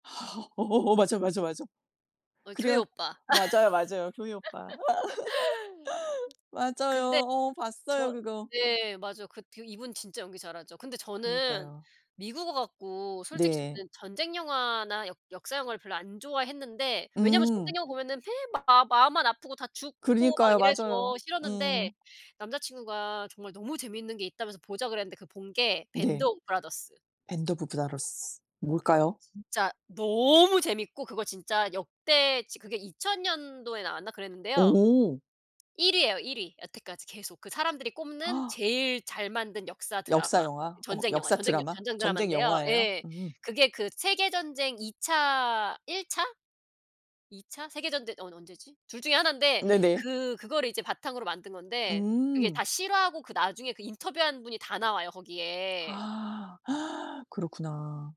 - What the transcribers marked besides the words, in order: gasp; other background noise; laugh; tapping; laugh; gasp; gasp
- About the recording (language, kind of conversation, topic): Korean, unstructured, 역사 영화나 드라마 중에서 가장 인상 깊었던 작품은 무엇인가요?